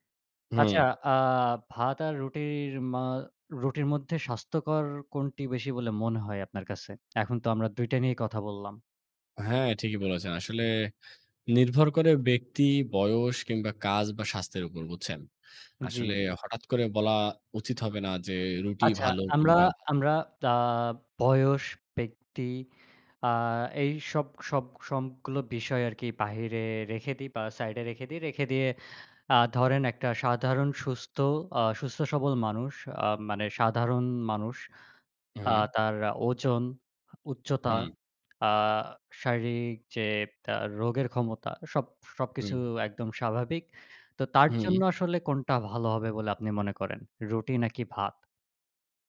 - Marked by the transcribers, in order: tapping; other background noise; "সবগুলো" said as "সমগুলো"
- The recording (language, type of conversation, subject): Bengali, unstructured, ভাত আর রুটি—প্রতিদিনের খাবারে আপনার কাছে কোনটি বেশি গুরুত্বপূর্ণ?
- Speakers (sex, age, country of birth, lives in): male, 20-24, Bangladesh, Bangladesh; male, 25-29, Bangladesh, Bangladesh